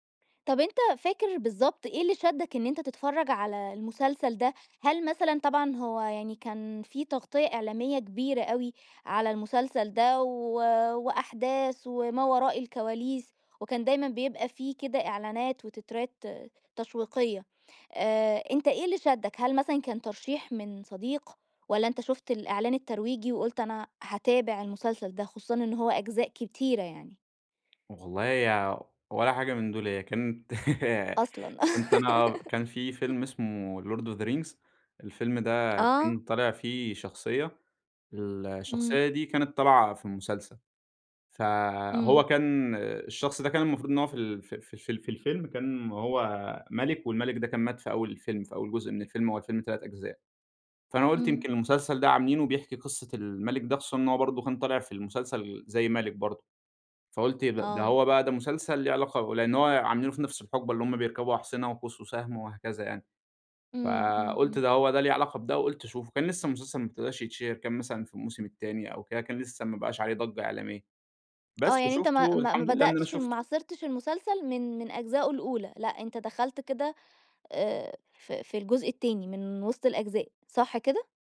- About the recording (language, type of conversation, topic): Arabic, podcast, ليه بعض المسلسلات بتشدّ الناس ومبتخرجش من بالهم؟
- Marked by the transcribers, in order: tapping; laugh; in English: "Lord of the Rings"; laugh